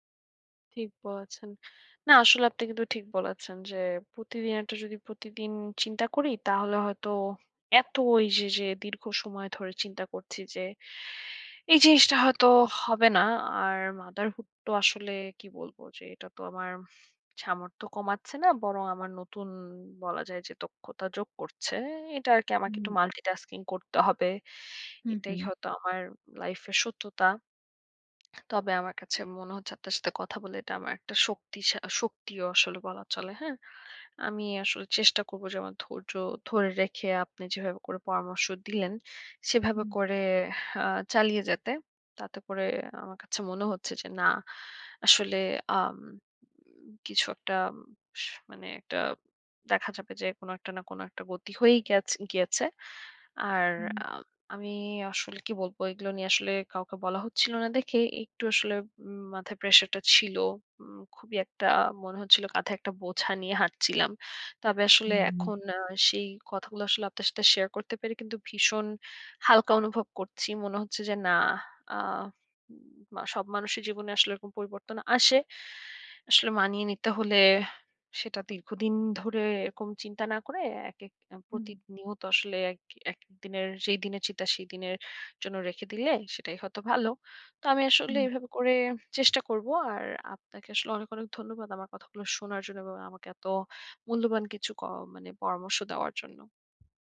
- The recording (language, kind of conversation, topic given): Bengali, advice, বড় জীবনের পরিবর্তনের সঙ্গে মানিয়ে নিতে আপনার উদ্বেগ ও অনিশ্চয়তা কেমন ছিল?
- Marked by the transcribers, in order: in English: "motherhood"; in English: "multitasking"; tapping